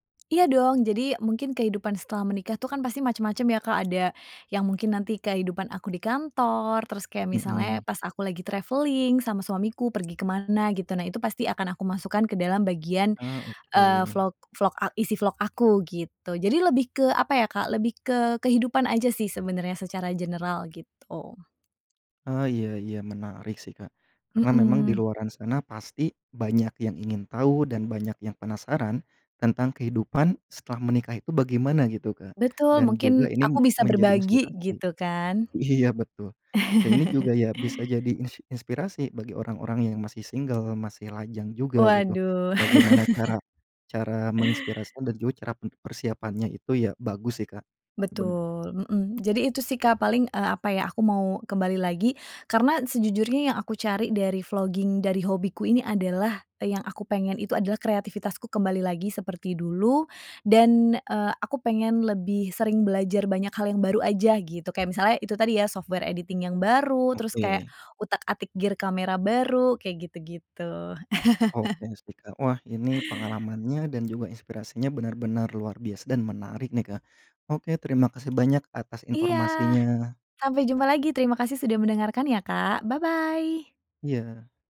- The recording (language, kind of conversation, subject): Indonesian, podcast, Ceritakan hobi lama yang ingin kamu mulai lagi dan alasannya
- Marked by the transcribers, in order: tapping; in English: "traveling"; laugh; in English: "single"; laugh; in English: "vlogging"; in English: "software editing"; in English: "gear camera"; chuckle; in English: "bye bye"